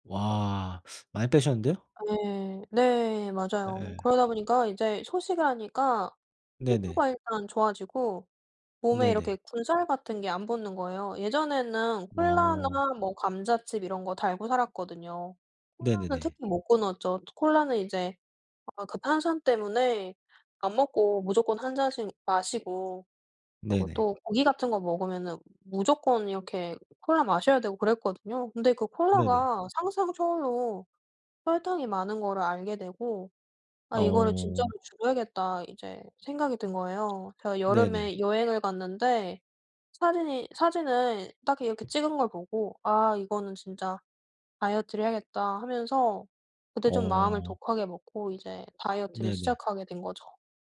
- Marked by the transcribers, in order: other background noise; tapping
- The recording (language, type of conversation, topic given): Korean, unstructured, 어떤 습관이 당신의 삶을 바꿨나요?